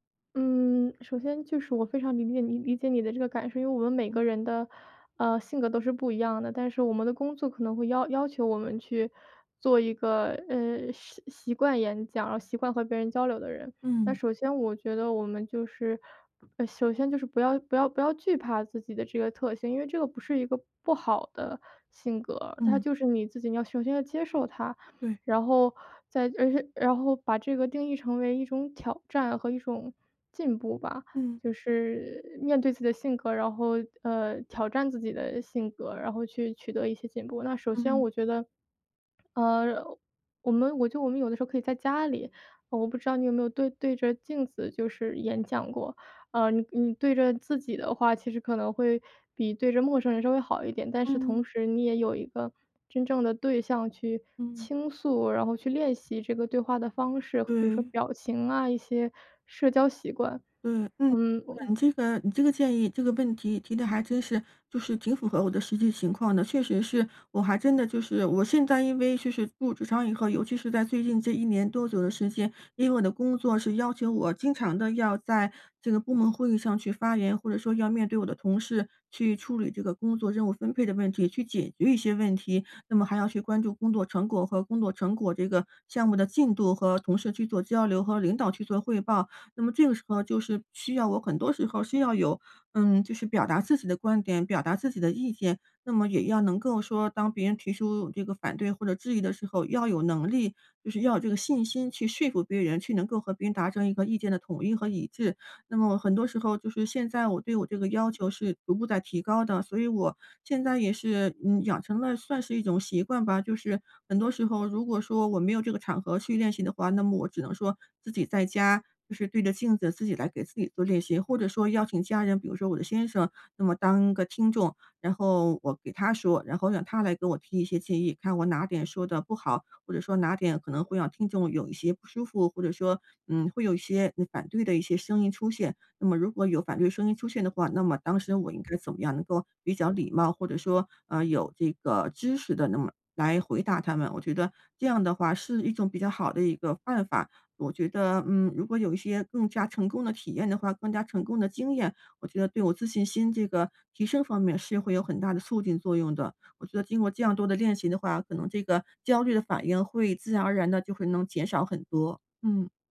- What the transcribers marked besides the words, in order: other background noise; tapping; unintelligible speech
- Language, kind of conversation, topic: Chinese, advice, 我怎样才能接受焦虑是一种正常的自然反应？